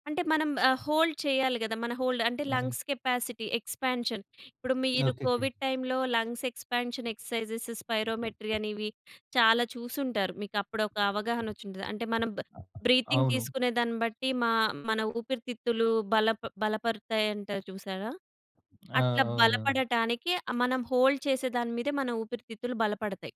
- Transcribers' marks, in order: in English: "హోల్డ్"; in English: "హోల్డ్"; in English: "లంగ్స్ కెపాసిటీ ఎక్స్‌పాన్షన్"; in English: "కోవిడ్ టైమ్‌లో, లంగ్స్ ఎక్స్‌పాన్షన్, ఎక్స్‌సైజ్‌సీస్, స్పైరోమెట్రీ"; other background noise; tapping; in English: "బ్రీతింగ్"; in English: "హోల్డ్"
- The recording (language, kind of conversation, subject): Telugu, podcast, బిజీ రోజుల్లో ఐదు నిమిషాల ధ్యానం ఎలా చేయాలి?